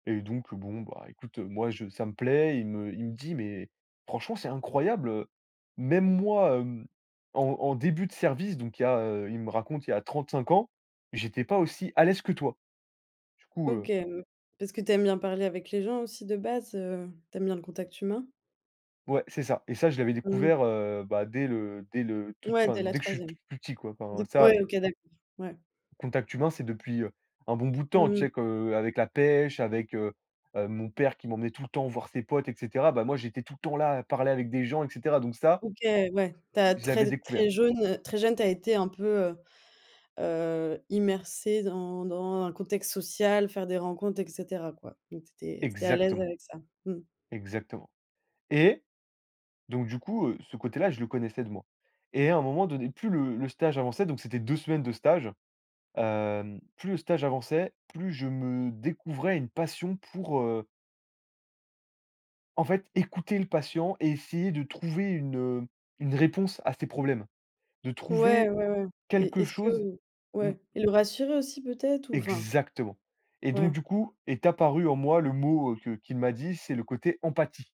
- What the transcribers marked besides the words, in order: tapping; "immergé" said as "immercé"; stressed: "et"
- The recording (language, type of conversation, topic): French, podcast, Raconte-moi un moment où, à la maison, tu as appris une valeur importante.